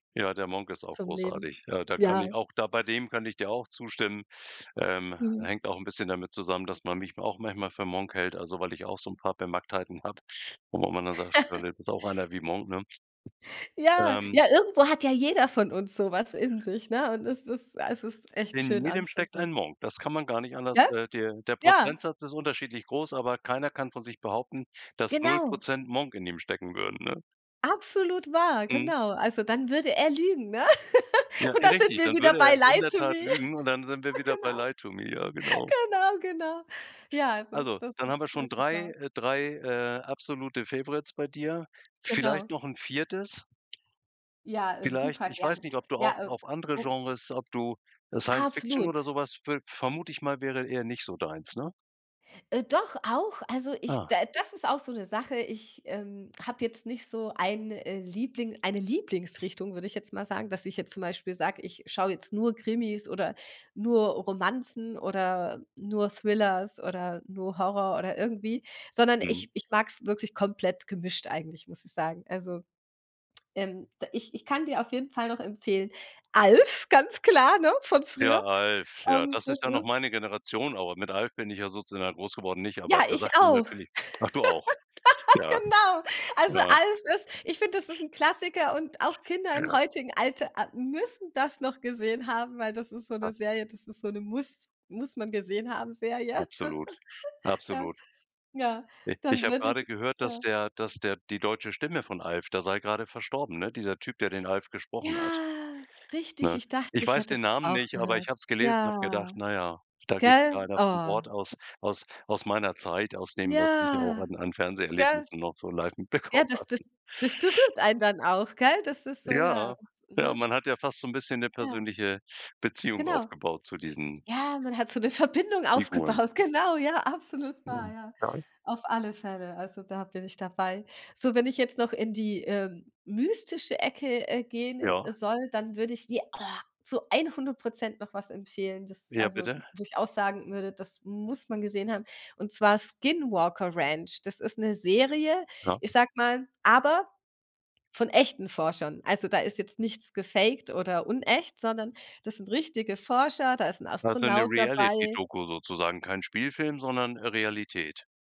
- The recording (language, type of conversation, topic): German, podcast, Welche Serie empfiehlst du gerade und warum?
- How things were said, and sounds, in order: chuckle; unintelligible speech; tapping; laugh; laughing while speaking: "Und da sind"; laughing while speaking: "Lie To Me. Ja, genau. Genau, genau"; other background noise; laughing while speaking: "Alf, ganz klar, ne? Von früher"; laugh; laughing while speaking: "Genau. Also, Alf ist"; laugh; laughing while speaking: "Ja"; drawn out: "Ja"; laughing while speaking: "mitbekommen habe"; unintelligible speech; laughing while speaking: "Verbindung aufgebaut. Genau, ja, absolut wahr"; unintelligible speech; put-on voice: "oh"